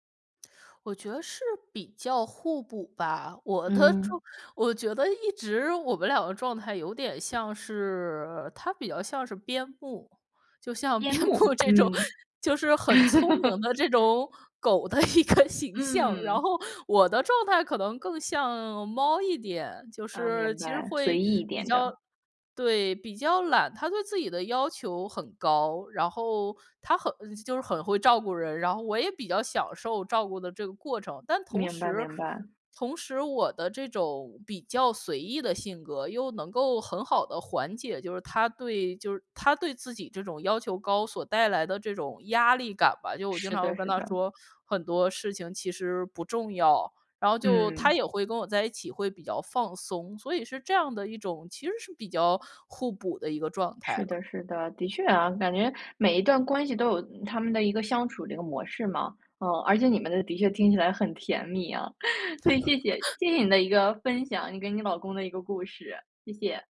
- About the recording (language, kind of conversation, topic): Chinese, podcast, 你能讲讲你第一次遇见未来伴侣的故事吗？
- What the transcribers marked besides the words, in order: other background noise; laughing while speaking: "的"; laughing while speaking: "边布 这种"; "边 牧" said as "边布"; laugh; anticipating: "边牧"; laugh; laughing while speaking: "一个 形象，然后"; chuckle; laughing while speaking: "所以"; chuckle